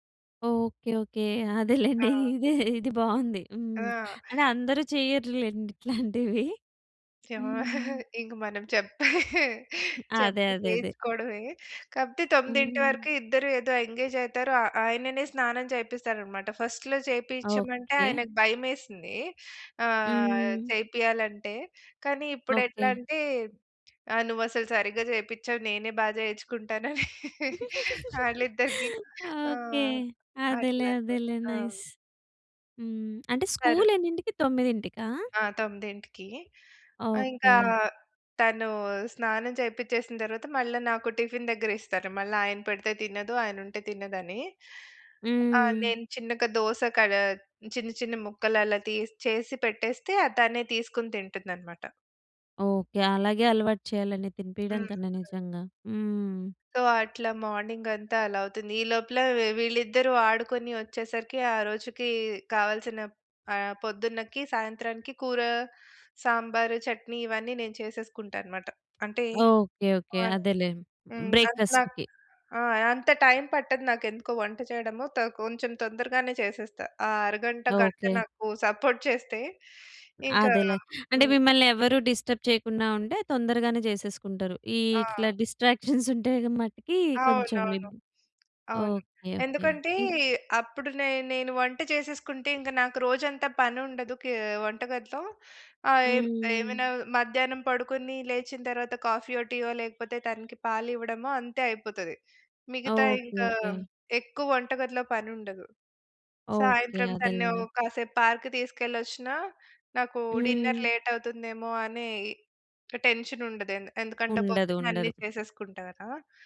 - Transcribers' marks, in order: chuckle; giggle; chuckle; in English: "ఎంగేజ్"; in English: "ఫస్ట్‌లో"; laugh; chuckle; in English: "నైస్"; in English: "టిఫిన్"; other background noise; in English: "సో"; in English: "మార్నింగ్"; in English: "బ్రేక్‌ఫాస్ట్‌కి"; unintelligible speech; in English: "సపోర్ట్"; in English: "డిస్టర్బ్"; in English: "డిస్ట్రాక్షన్స్"; in English: "పార్క్‌కి"; in English: "డిన్నర్ లేట్"; in English: "టెన్షన్"
- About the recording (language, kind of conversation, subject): Telugu, podcast, మీ ఉదయపు దినచర్య ఎలా ఉంటుంది, సాధారణంగా ఏమేమి చేస్తారు?